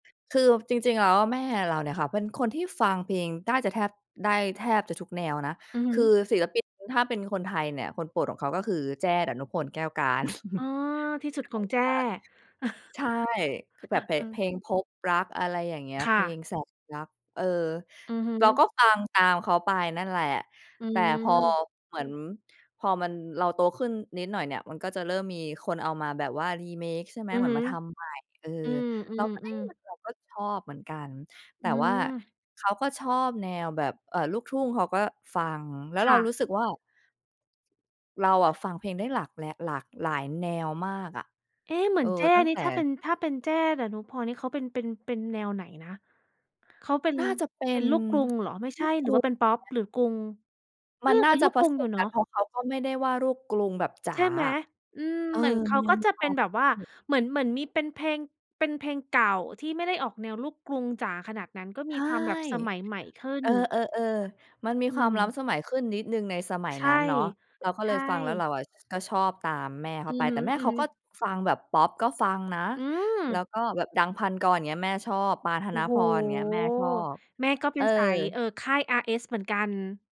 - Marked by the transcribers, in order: chuckle; other background noise; tsk; unintelligible speech; tapping
- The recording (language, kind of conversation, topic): Thai, podcast, เพลงไหนที่พ่อแม่เปิดในบ้านแล้วคุณติดใจมาจนถึงตอนนี้?